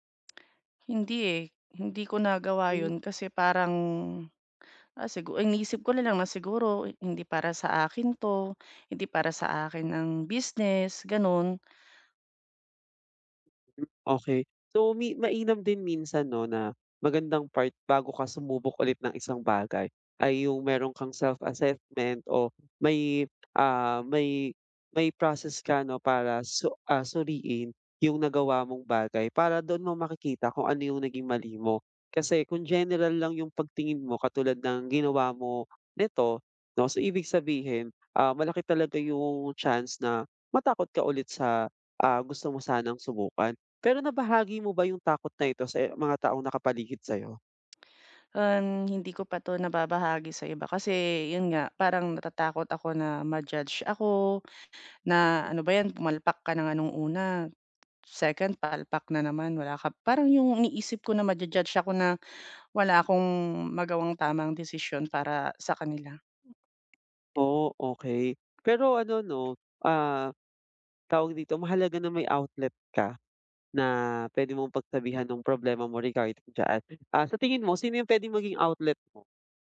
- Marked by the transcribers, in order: lip smack; other background noise; drawn out: "parang"; tapping; tongue click
- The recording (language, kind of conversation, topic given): Filipino, advice, Paano mo haharapin ang takot na magkamali o mabigo?